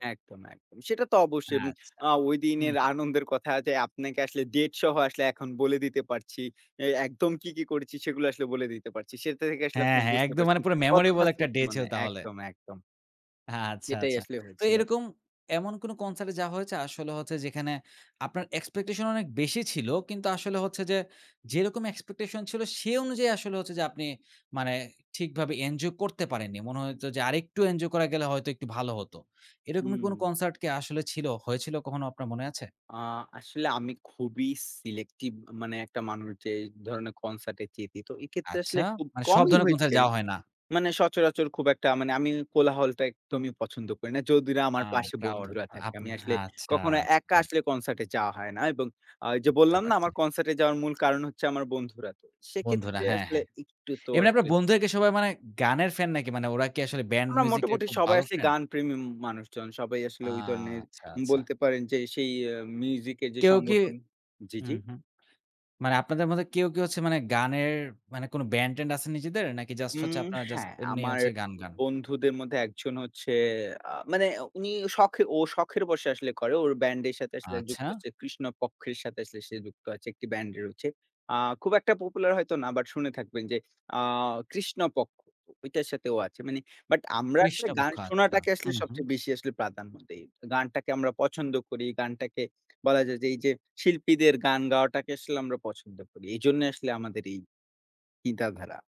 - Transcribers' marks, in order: in English: "date"; in English: "memorable"; in English: "day"; in English: "concert"; in English: "expectation"; in English: "expectation"; in English: "concert"; in English: "selective"; other background noise; in English: "concert"; in English: "concert"; in English: "crowd"; in English: "concert"; in English: "concert"; in English: "band music"; in English: "popular"; "চিন্তা" said as "কিঁদা"
- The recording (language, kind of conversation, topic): Bengali, podcast, বন্ধুদের সঙ্গে কনসার্টে যাওয়ার স্মৃতি তোমার কাছে কেমন ছিল?